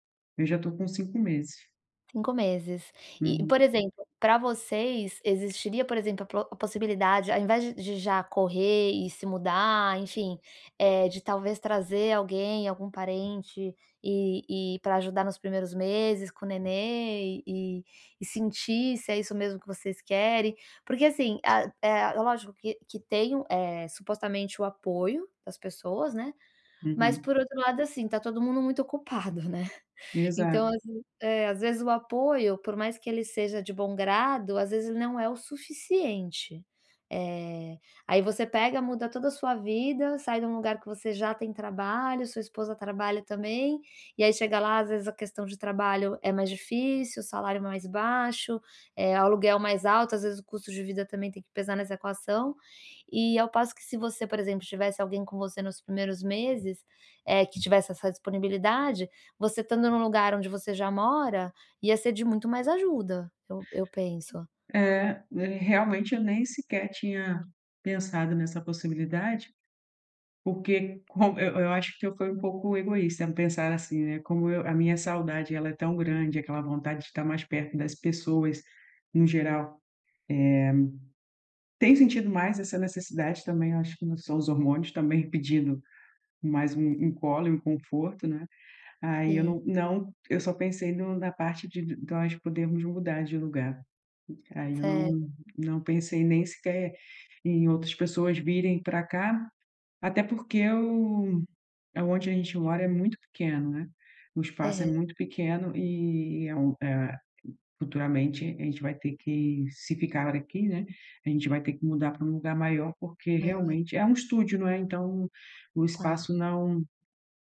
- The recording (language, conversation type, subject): Portuguese, advice, Como posso lidar com a incerteza e com mudanças constantes sem perder a confiança em mim?
- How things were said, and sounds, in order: tapping; laughing while speaking: "ocupado, né"; other background noise